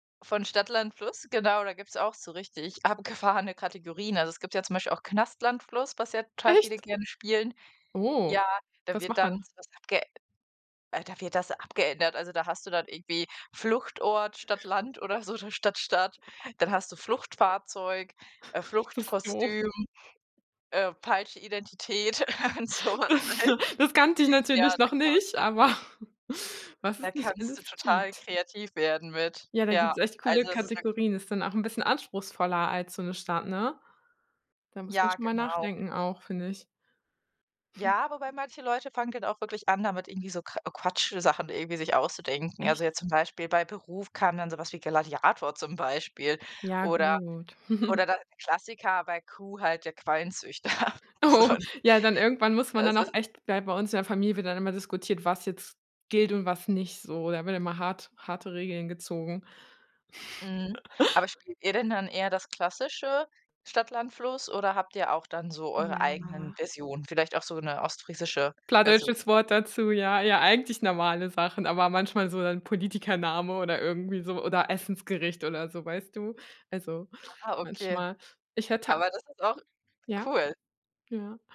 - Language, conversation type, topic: German, podcast, Welche Rolle spielt Nostalgie bei deinem Hobby?
- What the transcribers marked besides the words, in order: other background noise; chuckle; laugh; joyful: "Das kannte ich natürlich noch nicht, aber"; laughing while speaking: "und so was, ne?"; chuckle; snort; chuckle; laughing while speaking: "Qualenzüchter, so"; laughing while speaking: "Oh"; snort; chuckle; drawn out: "Ja"; unintelligible speech